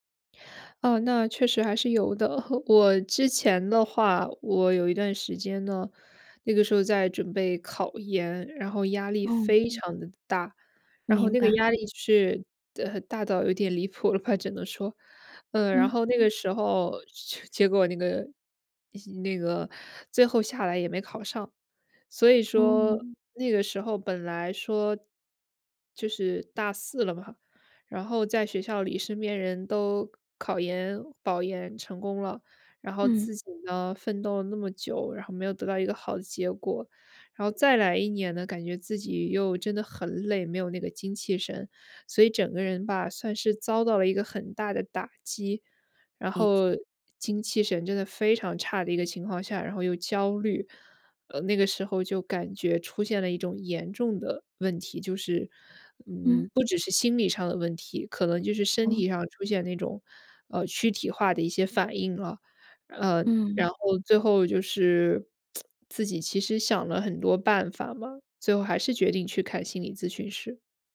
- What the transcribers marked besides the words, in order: chuckle; laughing while speaking: "了吧"; lip smack
- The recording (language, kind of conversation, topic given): Chinese, podcast, 你怎么看待寻求专业帮助？